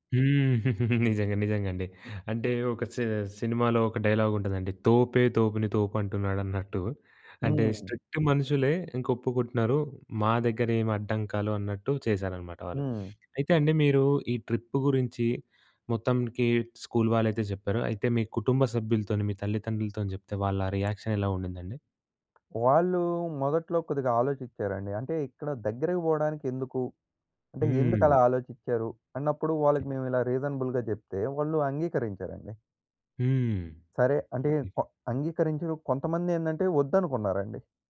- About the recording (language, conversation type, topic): Telugu, podcast, నీ ఊరికి వెళ్లినప్పుడు గుర్తుండిపోయిన ఒక ప్రయాణం గురించి చెప్పగలవా?
- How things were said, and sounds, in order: laughing while speaking: "నిజంగా నిజంగండి"; other background noise; in English: "డైలాగ్"; in English: "స్ట్రిక్ట్"; in English: "రియాక్షన్"; tapping; in English: "రీజనబుల్‌గా"